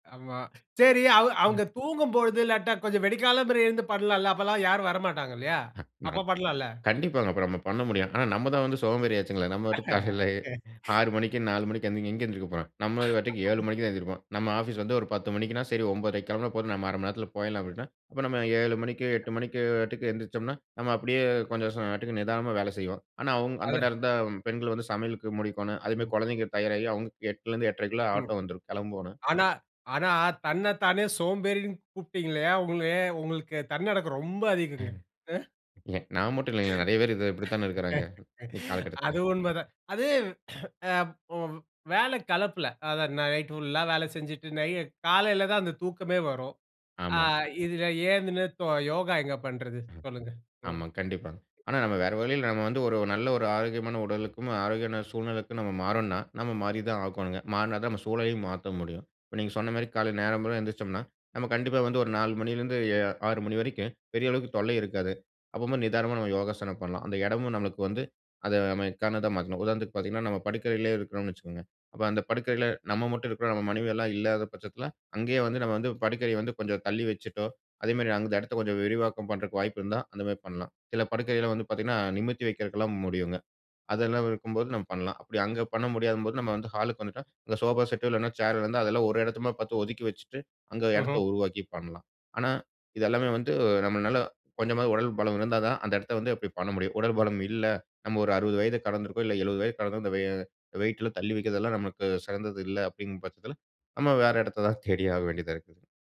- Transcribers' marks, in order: other noise; other background noise; laugh; laugh; unintelligible speech; laughing while speaking: "ஆனா, ஆனா தன்ன தானே சோம்பேறின்னு … ரொம்ப அதிகங்க. அ"; laugh; unintelligible speech
- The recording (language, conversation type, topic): Tamil, podcast, சிறிய வீடுகளில் இடத்தைச் சிக்கனமாகப் பயன்படுத்தி யோகா செய்ய என்னென்ன எளிய வழிகள் உள்ளன?